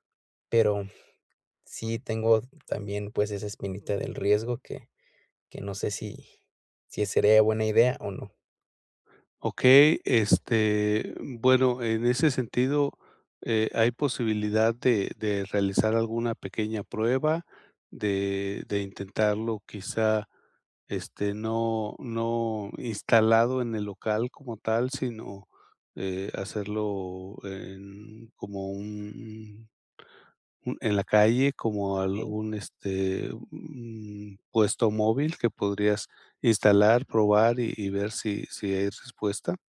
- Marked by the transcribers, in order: "sería" said as "serea"; other background noise
- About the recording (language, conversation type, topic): Spanish, advice, Miedo al fracaso y a tomar riesgos